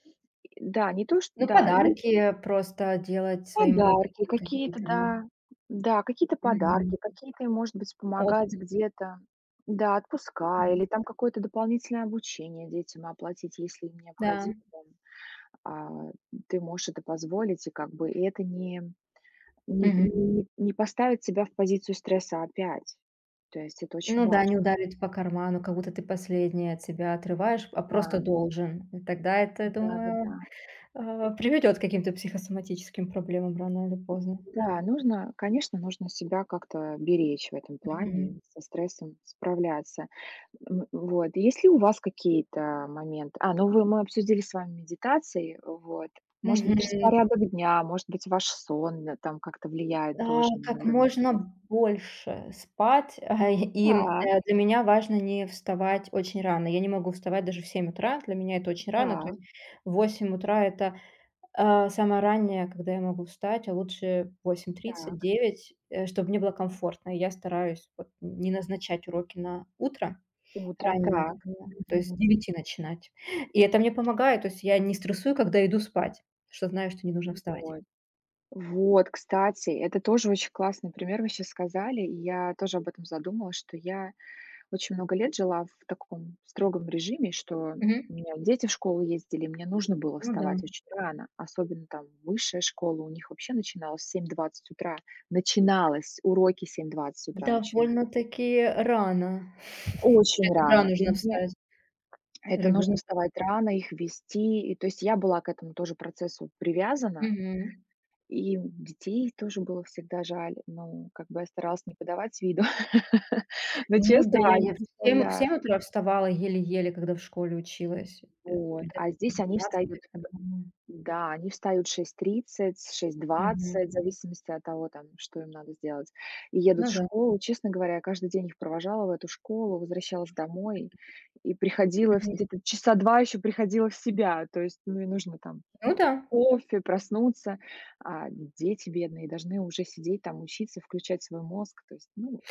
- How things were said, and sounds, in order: other background noise; chuckle; chuckle; tapping; laugh; unintelligible speech
- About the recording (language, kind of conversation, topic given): Russian, unstructured, Как ты справляешься со стрессом на работе?
- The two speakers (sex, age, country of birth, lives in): female, 35-39, Russia, Germany; female, 40-44, Russia, United States